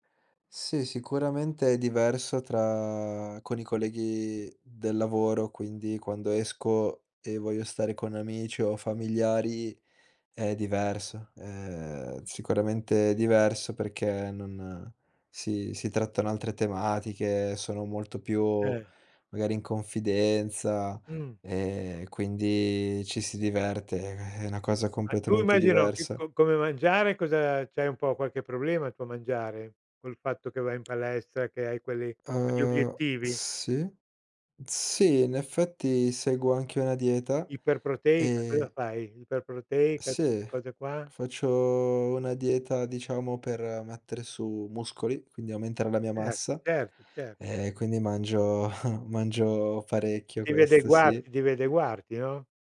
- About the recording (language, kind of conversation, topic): Italian, podcast, Che cosa ti piace fare nel tempo libero per ricaricarti davvero?
- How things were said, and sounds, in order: drawn out: "tra"; tapping; drawn out: "Faccio"; other background noise; chuckle